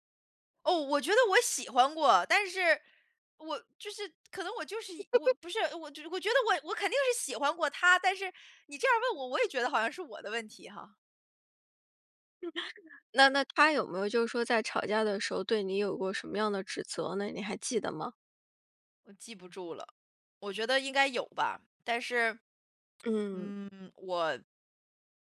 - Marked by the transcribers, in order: chuckle; other background noise
- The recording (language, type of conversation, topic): Chinese, podcast, 有什么歌会让你想起第一次恋爱？